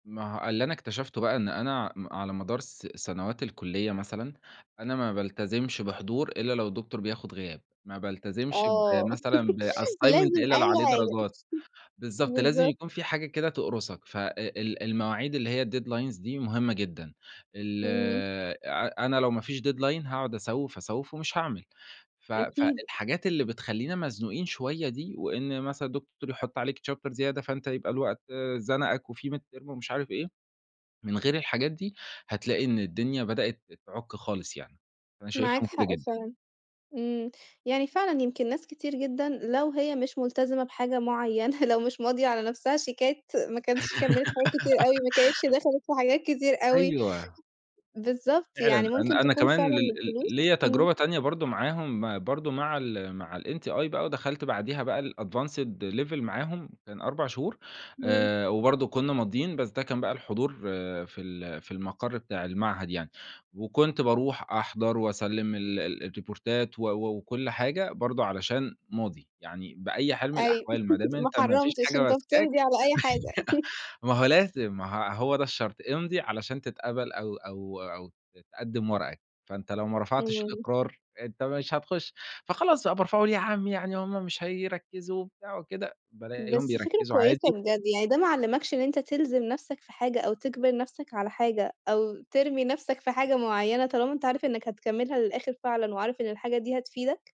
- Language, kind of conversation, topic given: Arabic, podcast, إيه اللي بيخليك تكمّل لما الحافز يروح؟
- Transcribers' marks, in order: laugh; laughing while speaking: "لازم أي حاجة. بالضبط"; in English: "بassignment"; chuckle; in English: "الdeadlines"; in English: "deadline"; other background noise; in English: "chapter"; in English: "midterm"; laughing while speaking: "معينة"; giggle; in English: "الadvanced level"; in English: "الريبورتات"; laugh; laugh; laughing while speaking: "ما هو لازم"; chuckle